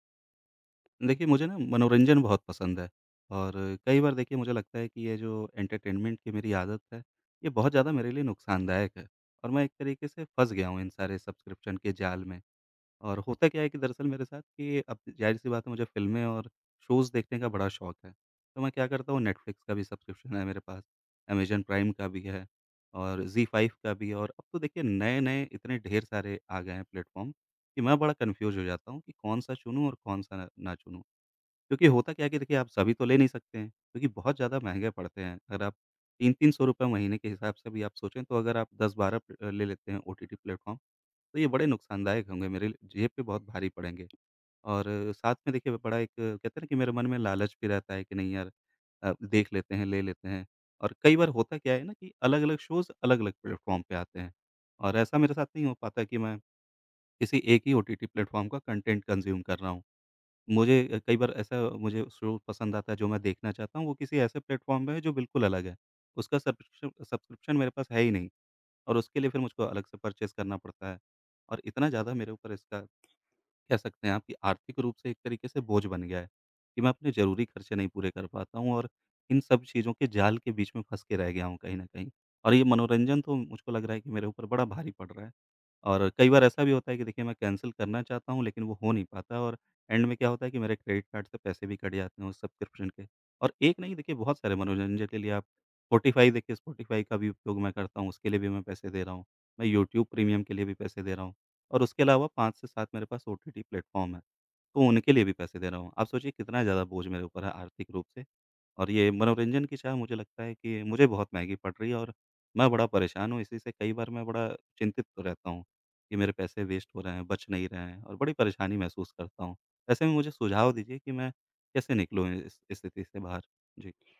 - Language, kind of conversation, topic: Hindi, advice, कई सब्सक्रिप्शन में फँसे रहना और कौन-कौन से काटें न समझ पाना
- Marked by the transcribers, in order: in English: "एंटरटेनमेंट"; tapping; in English: "शोज़"; in English: "प्लेटफ़ॉर्म"; in English: "कन्फ्यूज़"; in English: "प्लेटफ़ॉर्म"; in English: "शोज़"; in English: "प्लेटफ़ॉर्म"; in English: "प्लेटफ़ॉर्म"; in English: "कंटेंट कंज़्यूम"; in English: "शो"; in English: "प्लेटफ़ॉर्म"; in English: "परचेज़"; in English: "कैंसल"; in English: "एंड"; in English: "प्लेटफ़ॉर्म"; in English: "वेस्ट"